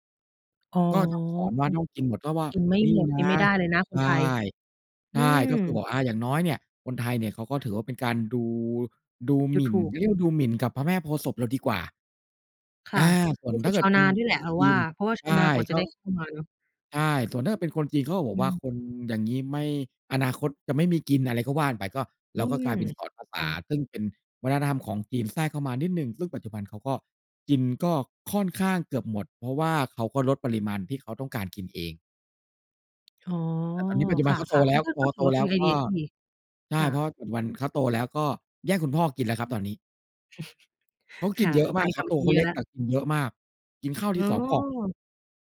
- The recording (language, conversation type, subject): Thai, unstructured, เด็กๆ ควรเรียนรู้อะไรเกี่ยวกับวัฒนธรรมของตนเอง?
- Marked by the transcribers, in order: chuckle